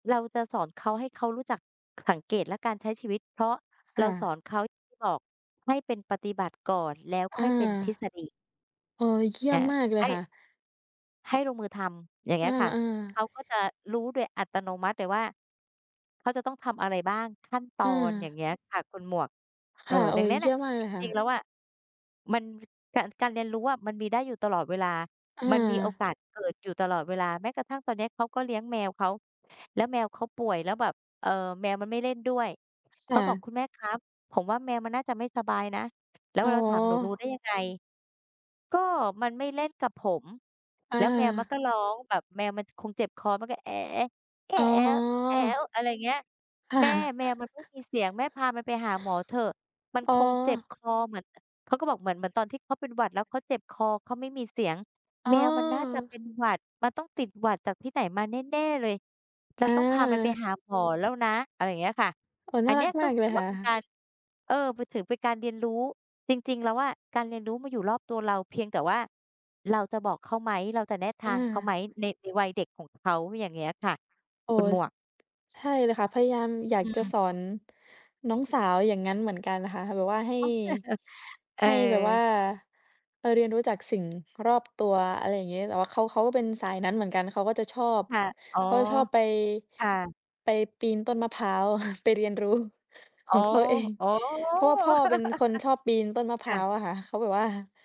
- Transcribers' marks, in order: "เยี่ยม" said as "เคี่ยม"; other background noise; tapping; other noise; laughing while speaking: "ค่ะ"; sniff; chuckle; chuckle; laughing while speaking: "ของเขาเอง"; laugh
- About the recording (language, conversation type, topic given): Thai, unstructured, การเรียนรู้ส่งผลต่อชีวิตคุณอย่างไร?